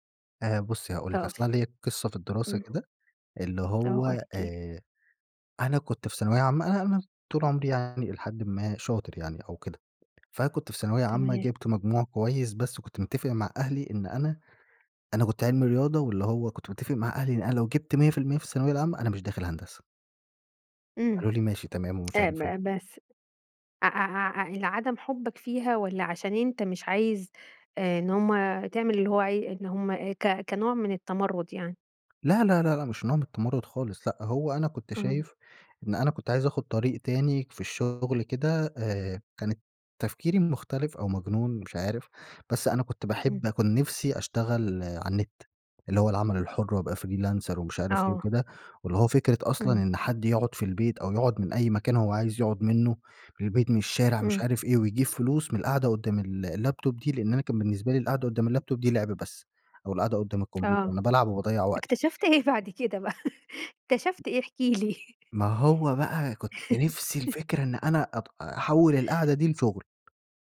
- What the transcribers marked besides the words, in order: unintelligible speech; unintelligible speech; tapping; dog barking; tsk; in English: "freelancer"; in English: "الlaptop"; in English: "الlaptop"; laughing while speaking: "بقى"; chuckle
- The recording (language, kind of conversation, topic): Arabic, podcast, إزاي بتتعامل مع ضغط العيلة على قراراتك؟